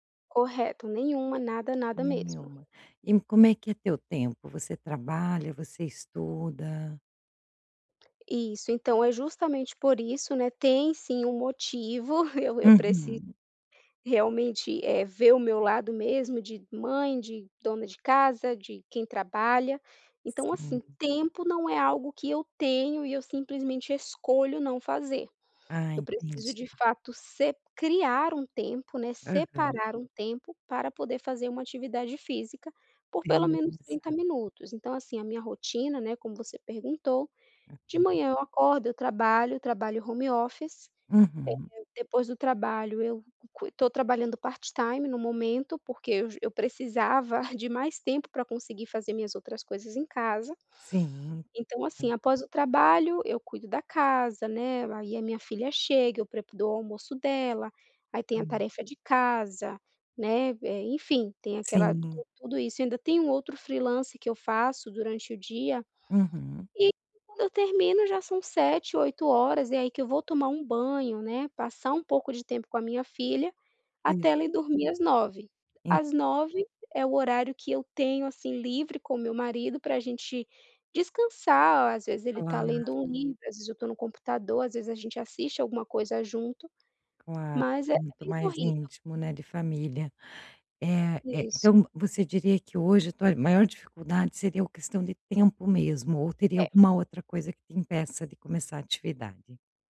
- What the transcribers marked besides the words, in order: chuckle; tapping; in English: "part time"
- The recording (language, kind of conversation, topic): Portuguese, advice, Por que eu sempre adio começar a praticar atividade física?